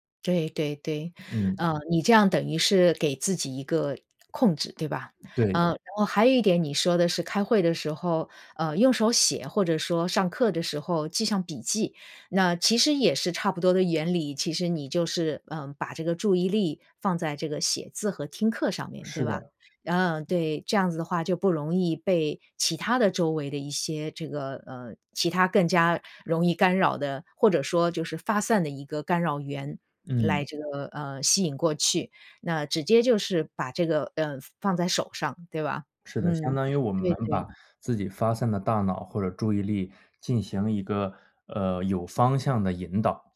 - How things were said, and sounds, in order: other background noise
- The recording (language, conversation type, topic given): Chinese, advice, 开会或学习时我经常走神，怎么才能更专注？